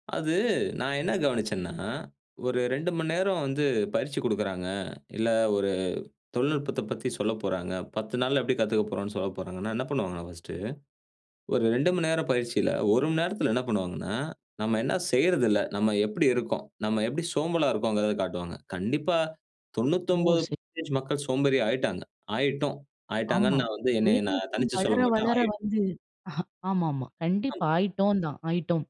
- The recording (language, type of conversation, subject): Tamil, podcast, புதிய வேலை தேடலில் பயனுள்ள தொடர்பு வலையமைப்பை உருவாக்க என்னென்ன வழிகள் உள்ளன?
- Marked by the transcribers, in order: in English: "பர்ஸ்ட்"; chuckle